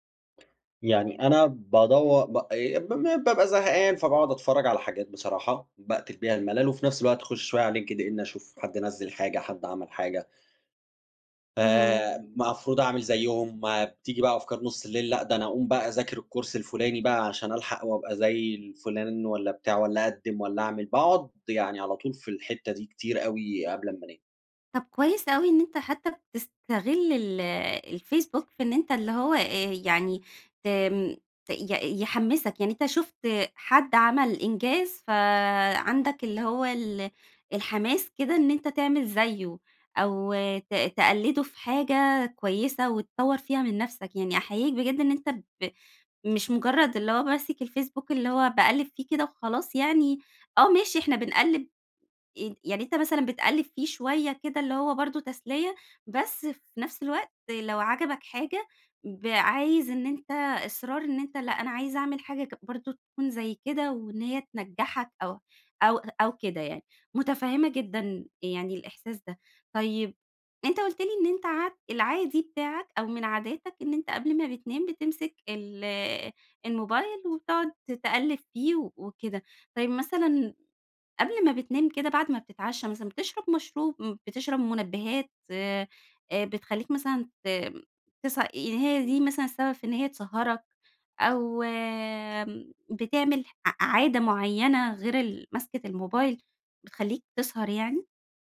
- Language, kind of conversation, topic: Arabic, advice, إزاي أتغلب على الأرق وصعوبة النوم بسبب أفكار سريعة ومقلقة؟
- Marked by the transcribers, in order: in English: "الكورس"; other noise